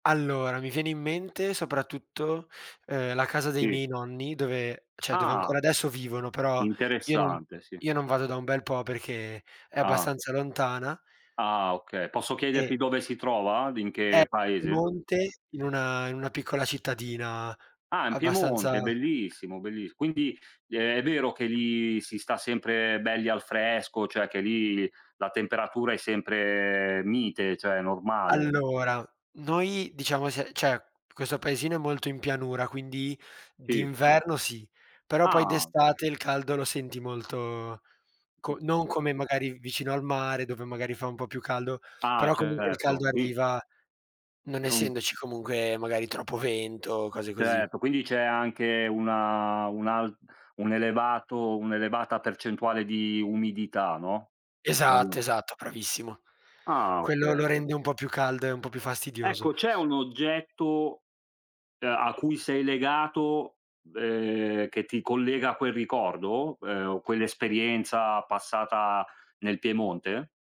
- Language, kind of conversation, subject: Italian, unstructured, Qual è il ricordo più felice della tua infanzia?
- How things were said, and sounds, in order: "cioè" said as "ceh"; "cioè" said as "ceh"; other background noise; unintelligible speech